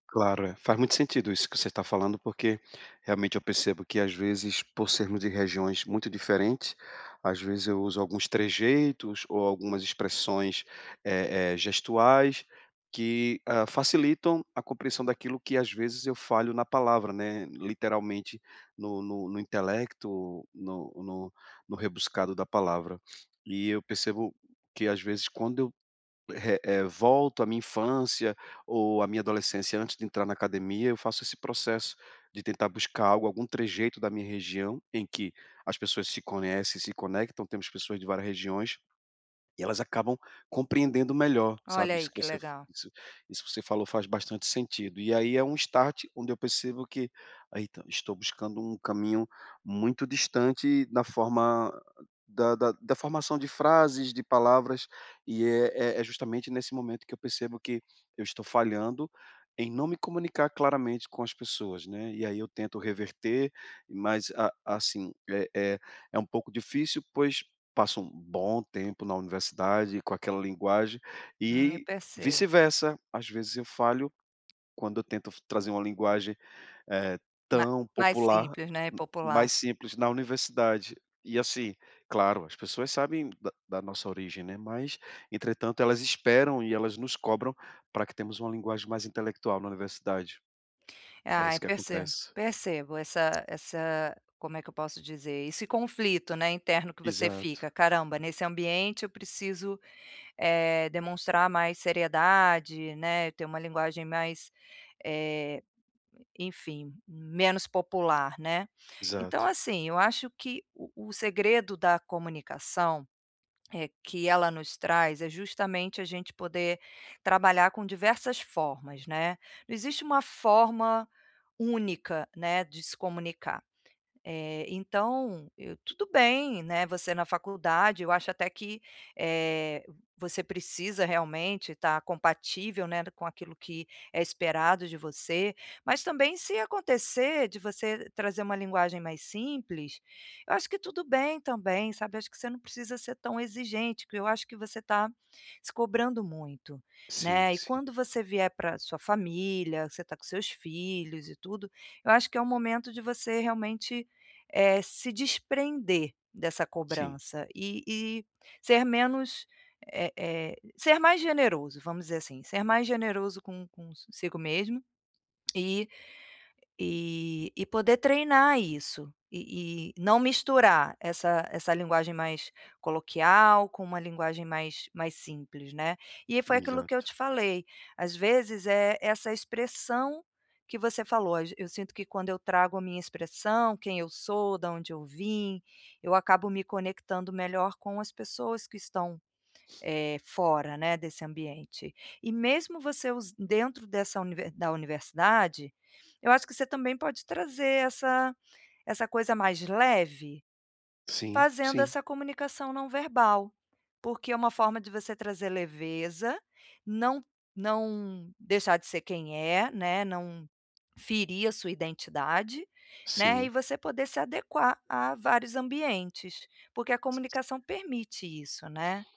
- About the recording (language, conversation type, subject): Portuguese, advice, Como posso falar de forma clara e concisa no grupo?
- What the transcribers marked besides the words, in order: tapping; in English: "start"; lip smack